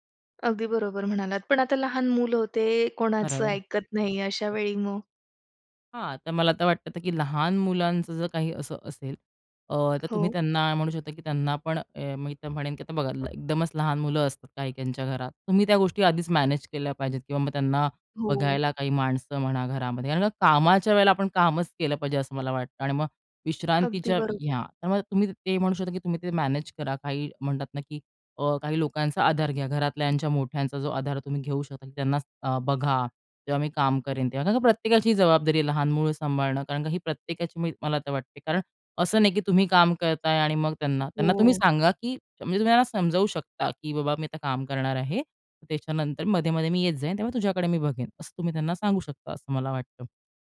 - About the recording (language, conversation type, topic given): Marathi, podcast, काम आणि विश्रांतीसाठी घरात जागा कशी वेगळी करता?
- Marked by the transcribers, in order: tapping; other noise; other background noise